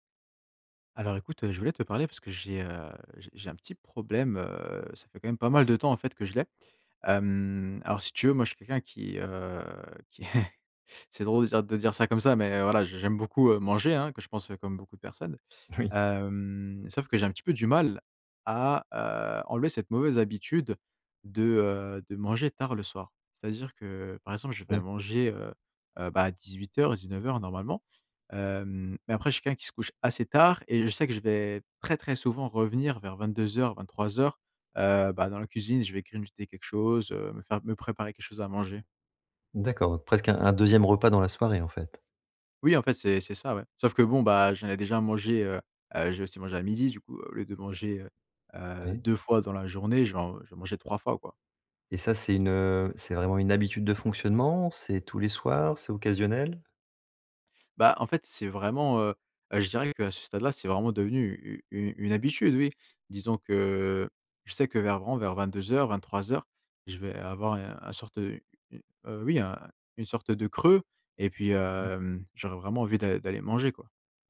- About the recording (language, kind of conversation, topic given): French, advice, Comment arrêter de manger tard le soir malgré ma volonté d’arrêter ?
- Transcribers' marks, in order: chuckle; laughing while speaking: "Oui"; tapping